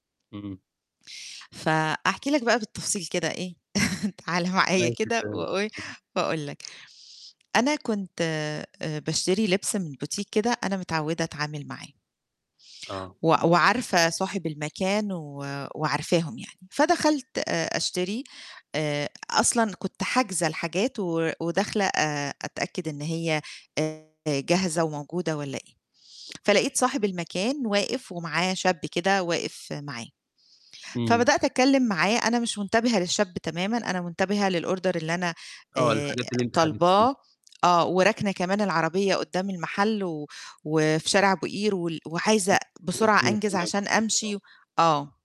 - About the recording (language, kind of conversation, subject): Arabic, podcast, إيه أحلى صدفة خلتك تلاقي الحب؟
- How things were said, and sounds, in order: chuckle; unintelligible speech; in English: "بوتيك"; distorted speech; in English: "للOrder"; other noise; unintelligible speech